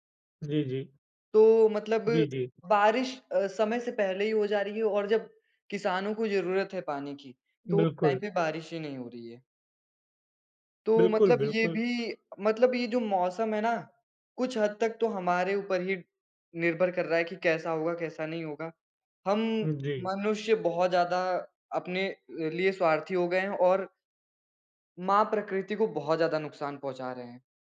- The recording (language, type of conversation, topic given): Hindi, unstructured, आपको सबसे अच्छा कौन सा मौसम लगता है और क्यों?
- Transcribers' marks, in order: in English: "टाइम"; tapping